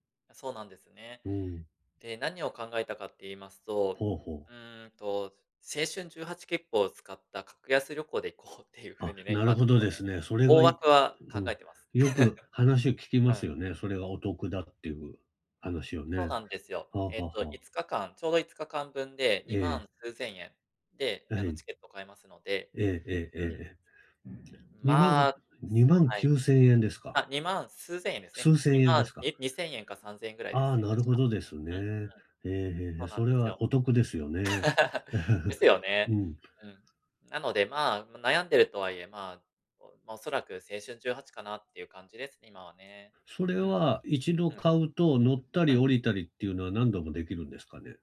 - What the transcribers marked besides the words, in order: chuckle; other noise; other background noise; laugh; chuckle
- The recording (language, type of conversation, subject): Japanese, advice, 旅行の計画がうまくいかないのですが、どうすればいいですか？